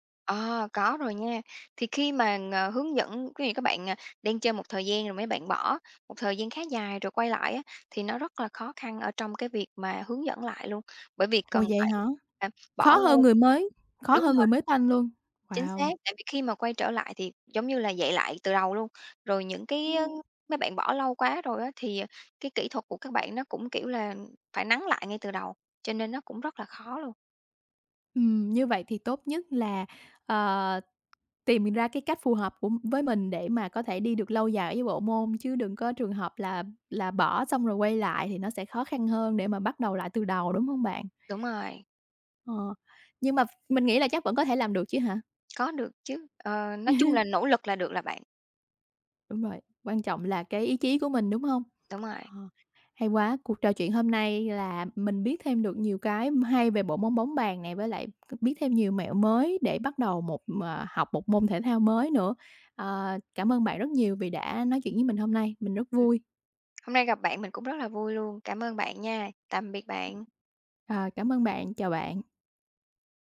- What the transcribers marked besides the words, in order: tapping; other background noise; chuckle
- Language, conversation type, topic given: Vietnamese, podcast, Bạn có mẹo nào dành cho người mới bắt đầu không?